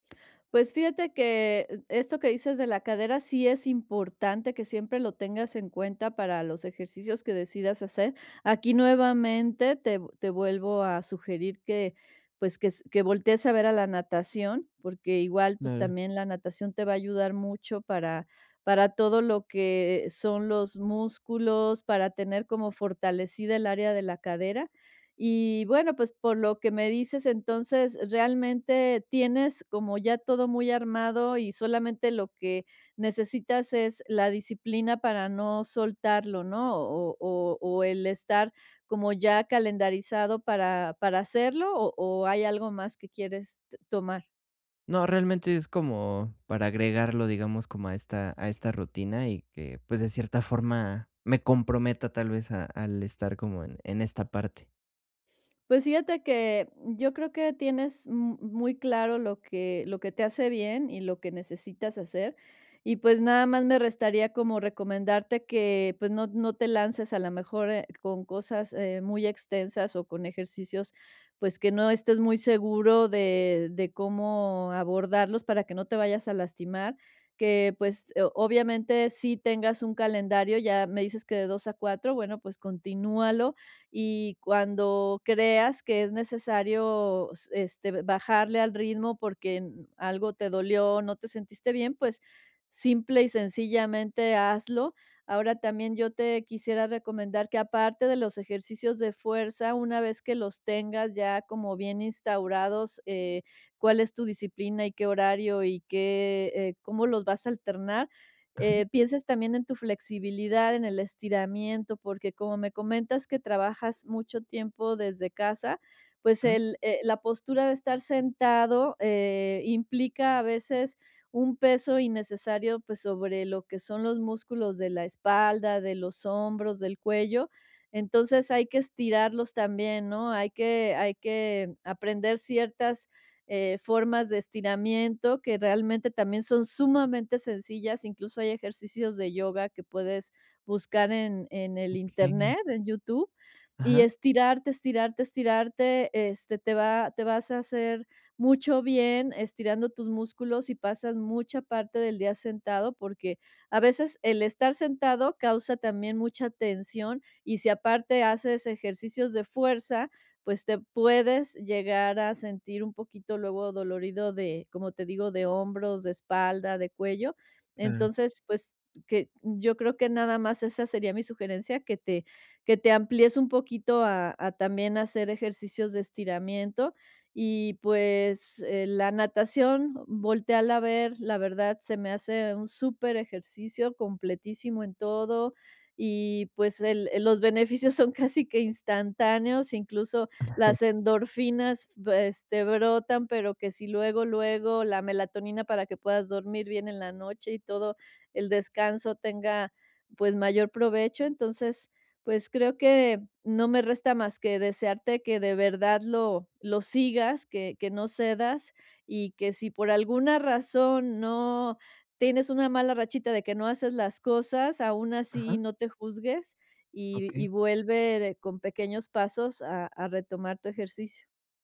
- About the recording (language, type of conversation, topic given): Spanish, advice, ¿Cómo puedo crear rutinas y hábitos efectivos para ser más disciplinado?
- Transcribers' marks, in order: laughing while speaking: "casi"; chuckle